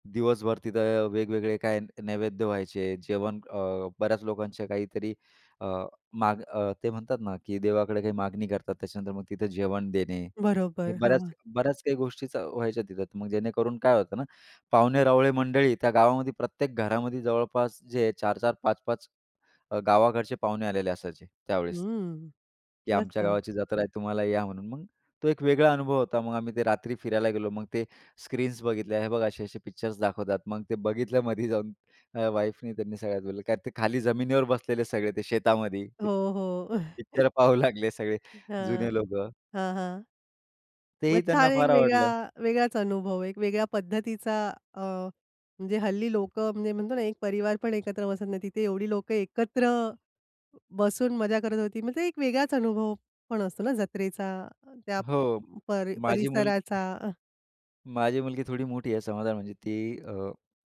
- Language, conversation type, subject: Marathi, podcast, तुम्ही नव्या पिढीला कोणत्या रिवाजांचे महत्त्व समजावून सांगता?
- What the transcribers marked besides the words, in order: in English: "स्क्रीन्स"; laughing while speaking: "ते बघितलमध्ये जाऊन"; chuckle; other background noise; other noise; chuckle